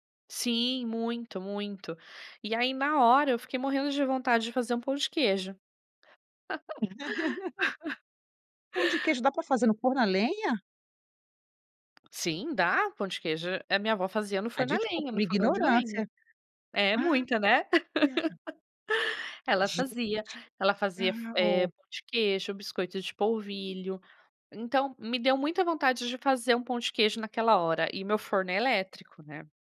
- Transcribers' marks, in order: chuckle; laugh; tapping; chuckle; surprised: "Gente, legal"
- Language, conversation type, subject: Portuguese, podcast, Que comida faz você se sentir em casa só de pensar nela?